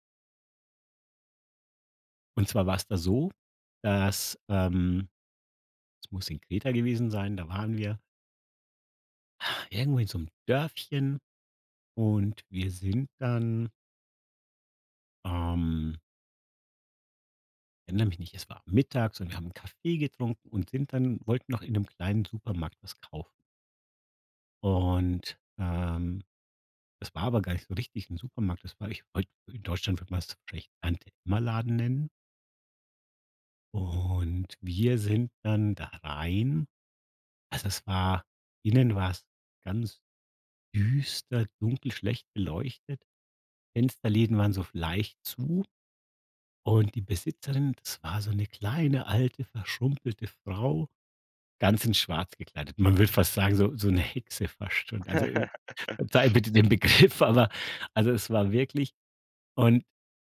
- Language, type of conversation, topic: German, podcast, Welche Gewürze bringen dich echt zum Staunen?
- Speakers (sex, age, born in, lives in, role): male, 18-19, Germany, Germany, host; male, 50-54, Germany, Germany, guest
- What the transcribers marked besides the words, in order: sigh; laugh